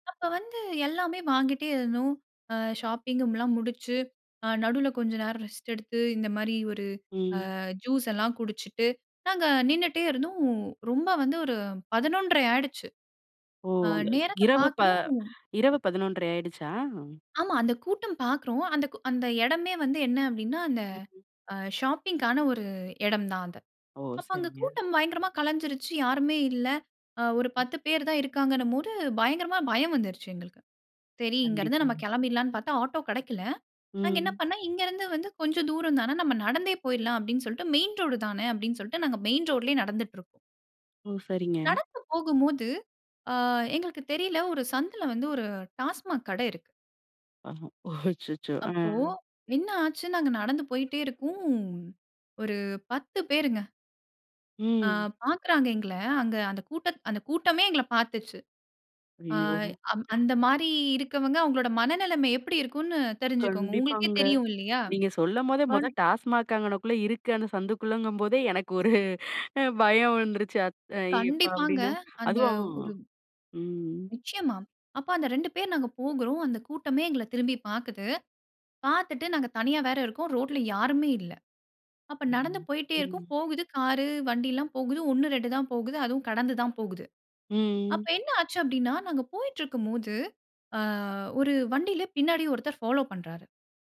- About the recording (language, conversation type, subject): Tamil, podcast, பயத்தை எதிர்த்து நீங்கள் வெற்றி பெற்ற ஒரு சம்பவத்தைப் பகிர்ந்து சொல்ல முடியுமா?
- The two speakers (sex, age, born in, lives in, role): female, 25-29, India, India, guest; female, 35-39, India, India, host
- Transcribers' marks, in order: other street noise; "போய்கொண்டே" said as "போய்ட்டே"; "பேர்" said as "பேருங்க"; anticipating: "அந்த மாரி இருக்கவங்க அவங்களோட மனநிலைமை எப்படி இருக்கும்ன்னு தெரிஞ்சுக்கோங்க. உங்களுக்கே தெரியும் இல்லையா?"; other noise; chuckle; tapping